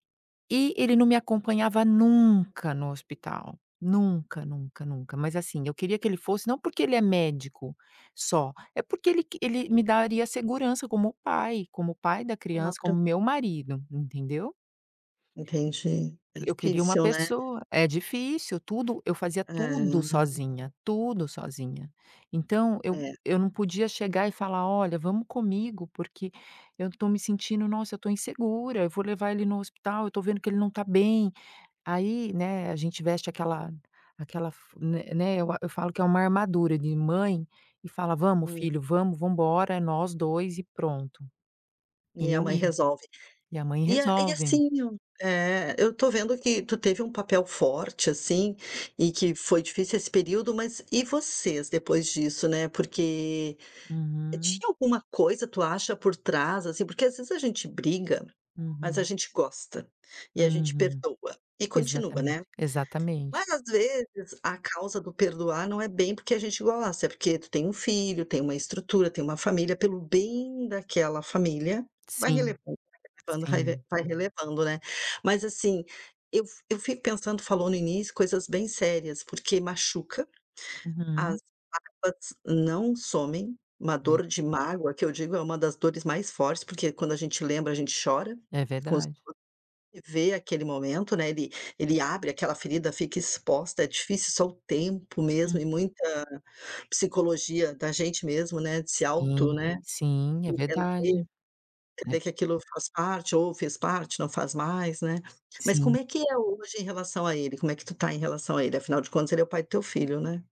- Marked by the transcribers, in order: other background noise; tapping; unintelligible speech
- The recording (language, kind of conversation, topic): Portuguese, advice, Como posso recuperar a confiança depois de uma briga séria?